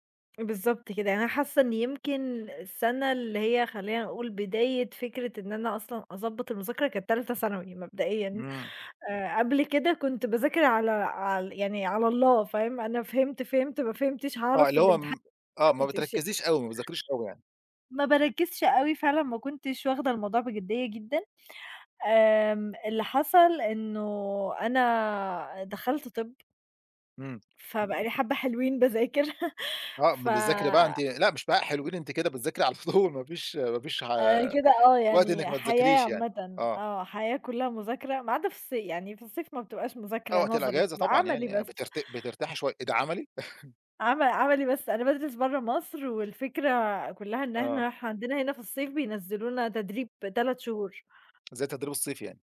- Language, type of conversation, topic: Arabic, podcast, إيه أسهل طرق بتساعدك تركز وانت بتذاكر؟
- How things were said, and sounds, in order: unintelligible speech; tapping; laugh; laughing while speaking: "على طول"; chuckle